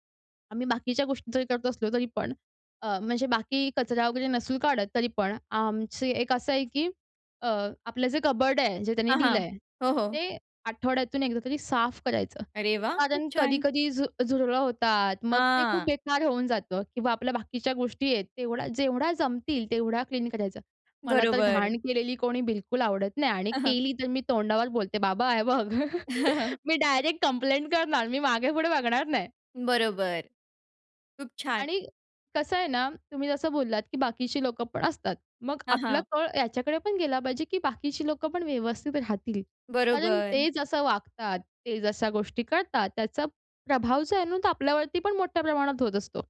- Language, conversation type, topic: Marathi, podcast, दररोजच्या कामासाठी छोटा स्वच्छता दिनक्रम कसा असावा?
- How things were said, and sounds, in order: in English: "कबोर्ड"; drawn out: "हां"; laughing while speaking: "हां, हां"; laughing while speaking: "बाबा, हे बघ मी डायरेक्ट कम्प्लेंट करणार, मी मागे-पुढे बघणार नाही"; chuckle